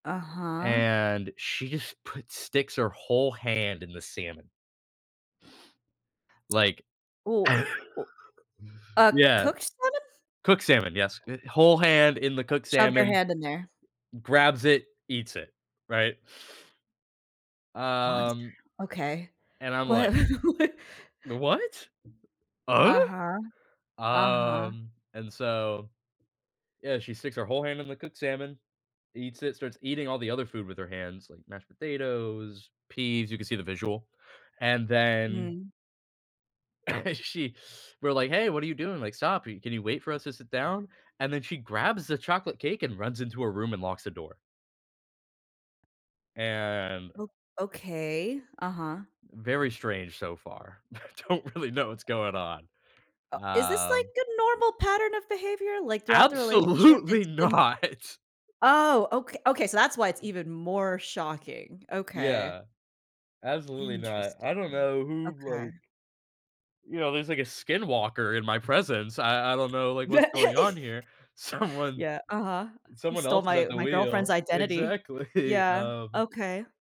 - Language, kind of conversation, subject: English, advice, How can I cope with shock after a sudden breakup?
- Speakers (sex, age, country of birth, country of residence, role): female, 30-34, United States, United States, advisor; male, 25-29, United States, United States, user
- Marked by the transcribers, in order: drawn out: "And"; other background noise; laugh; tapping; drawn out: "um"; laugh; laughing while speaking: "wha"; other noise; chuckle; laugh; laughing while speaking: "I don't really"; laughing while speaking: "Absolutely not"; laugh; laughing while speaking: "Someone"; chuckle